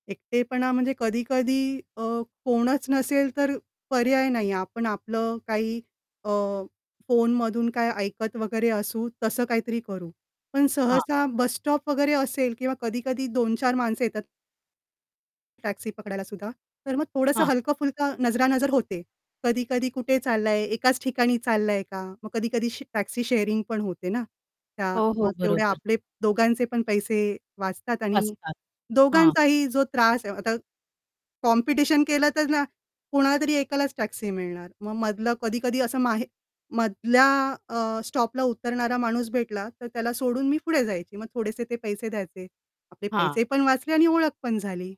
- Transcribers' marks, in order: other background noise; static
- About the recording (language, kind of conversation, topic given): Marathi, podcast, एकटी असलेली व्यक्ती दिसल्यास तिच्याशी बोलायला सुरुवात कशी कराल, एखादं उदाहरण देऊ शकाल का?